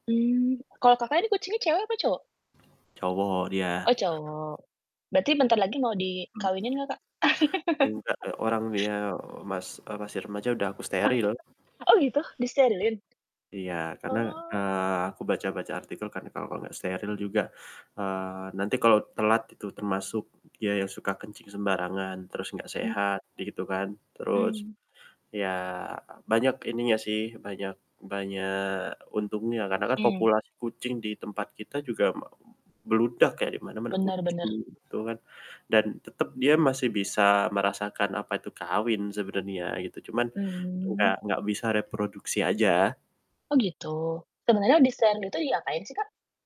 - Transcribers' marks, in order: static; other background noise; laugh; tapping
- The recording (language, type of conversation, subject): Indonesian, unstructured, Bagaimana hewan peliharaan dapat membantu mengurangi rasa kesepian?